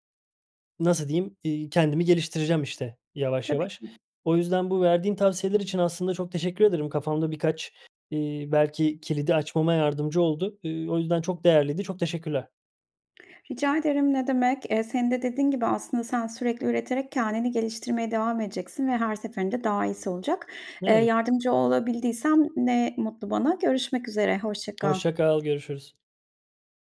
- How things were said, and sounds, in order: none
- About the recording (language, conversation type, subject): Turkish, advice, Mükemmeliyetçilik yüzünden hiçbir şeye başlayamıyor ya da başladığım işleri bitiremiyor muyum?